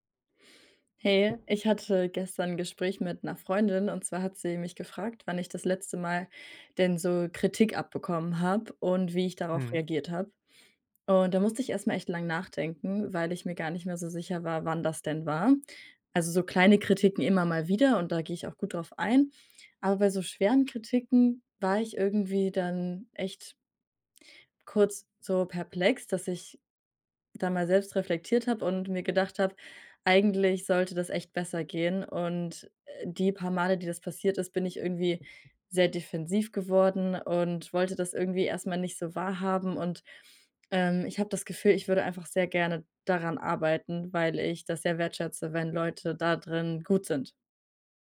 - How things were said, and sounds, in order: none
- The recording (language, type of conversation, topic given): German, advice, Warum fällt es mir schwer, Kritik gelassen anzunehmen, und warum werde ich sofort defensiv?